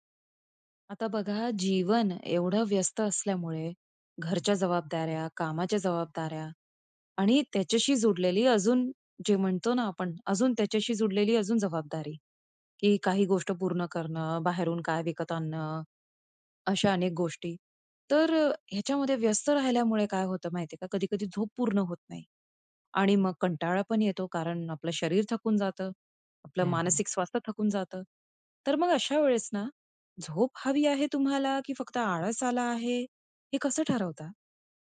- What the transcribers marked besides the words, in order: none
- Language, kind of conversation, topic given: Marathi, podcast, झोप हवी आहे की फक्त आळस आहे, हे कसे ठरवता?